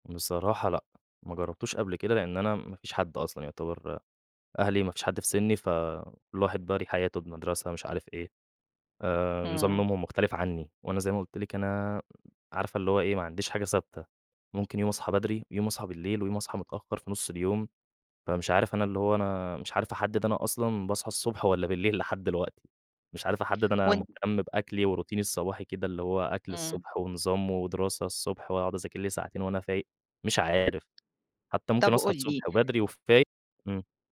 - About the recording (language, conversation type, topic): Arabic, advice, إزاي أقدر أبدأ روتين صباحي منتظم وأثبت عليه بدعم من حد يشجعني؟
- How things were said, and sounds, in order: chuckle; in English: "وروتيني"; tapping